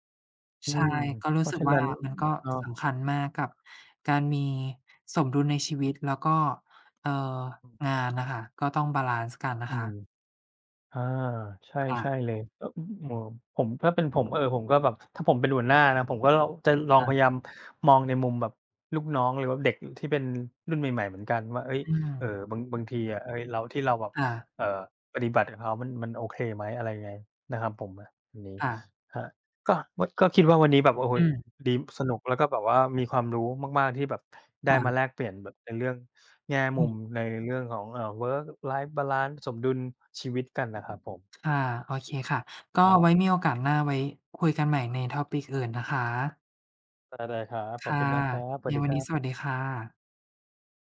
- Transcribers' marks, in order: other background noise; "ดี" said as "ดีม"; in English: "Work Life Balance"; in English: "Topic"
- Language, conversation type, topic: Thai, unstructured, คุณคิดว่าสมดุลระหว่างงานกับชีวิตส่วนตัวสำคัญแค่ไหน?